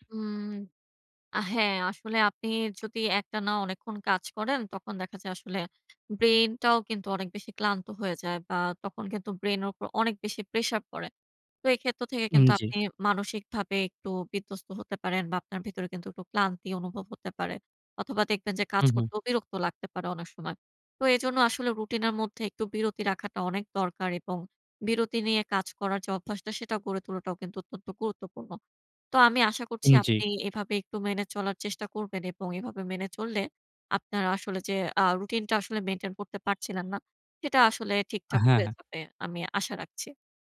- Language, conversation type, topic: Bengali, advice, রুটিনের কাজগুলোতে আর মূল্যবোধ খুঁজে না পেলে আমি কী করব?
- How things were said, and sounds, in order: horn